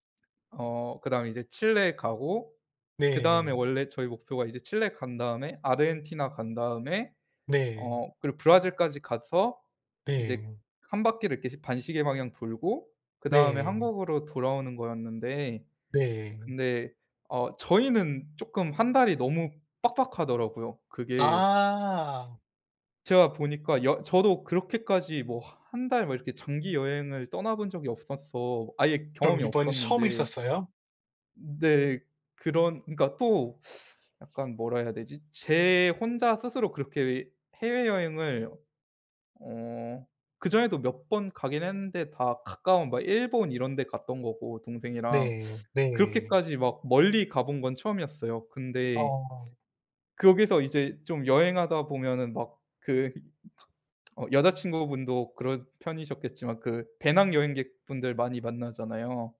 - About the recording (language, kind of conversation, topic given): Korean, unstructured, 가장 행복했던 가족 여행의 기억을 들려주실 수 있나요?
- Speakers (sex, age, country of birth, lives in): male, 25-29, South Korea, South Korea; male, 45-49, South Korea, United States
- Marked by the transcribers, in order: tapping; other background noise